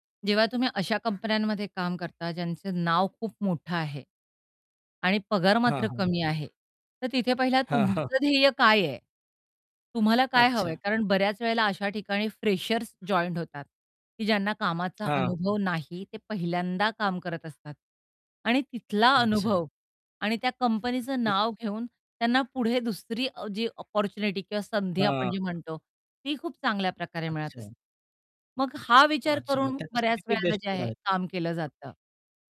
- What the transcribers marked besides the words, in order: other background noise; tapping; distorted speech; laughing while speaking: "हां"; unintelligible speech; in English: "अपॉर्च्युनिटी"
- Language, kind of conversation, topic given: Marathi, podcast, नोकरी बदलताना जोखीम तुम्ही कशी मोजता?